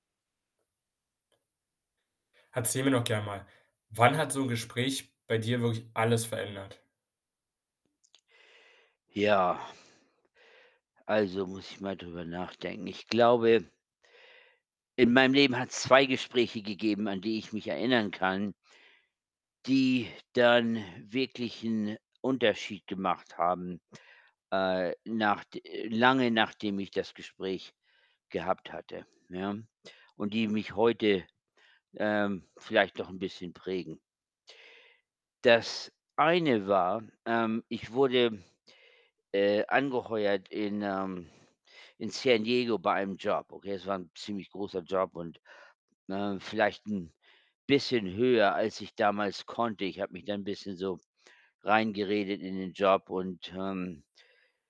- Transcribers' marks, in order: tapping; other background noise
- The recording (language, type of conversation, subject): German, podcast, Wann hat ein Gespräch bei dir alles verändert?